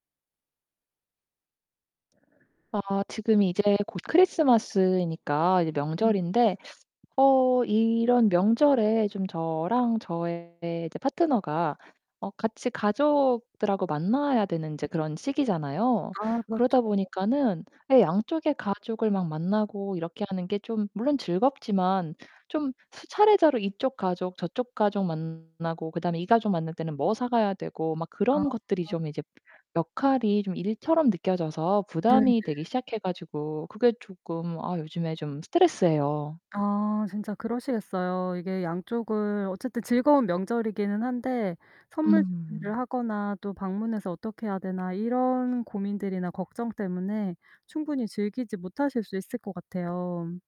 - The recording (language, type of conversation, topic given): Korean, advice, 명절에 가족 역할을 강요받는 것이 왜 부담스럽게 느껴지시나요?
- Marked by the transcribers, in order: other background noise; distorted speech; "수차례" said as "수차례자로"; tapping